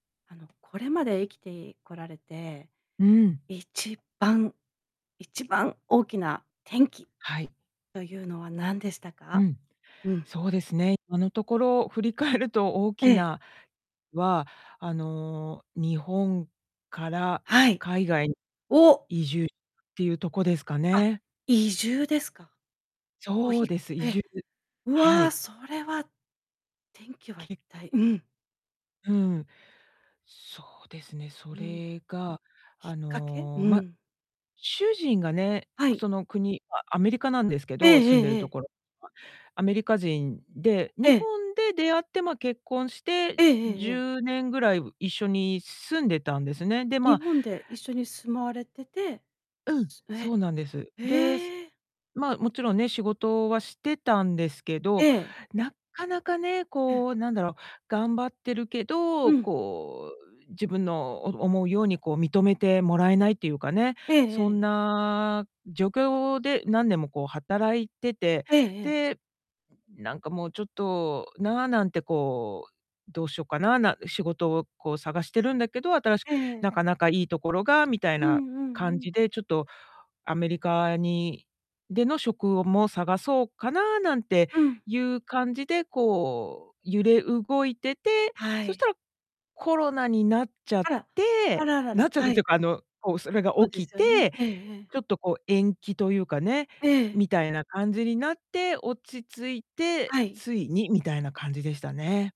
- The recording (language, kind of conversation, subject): Japanese, podcast, 人生で一番大きな転機は何でしたか？
- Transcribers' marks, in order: stressed: "一番、一番大きな転機"